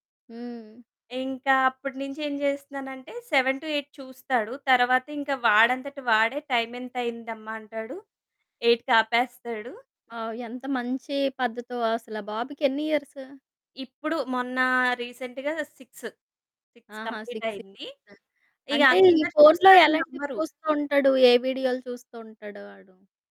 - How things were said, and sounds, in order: in English: "సెవెన్ టు ఎయిట్"; in English: "రీసెంట్‌గా"; in English: "సిక్స్ కంప్లీట్"; in English: "సిక్స్ ఇయర్స్"; distorted speech; other background noise
- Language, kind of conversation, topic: Telugu, podcast, పిల్లల స్క్రీన్ సమయాన్ని పరిమితం చేయడంలో మీకు ఎదురైన అనుభవాలు ఏమిటి?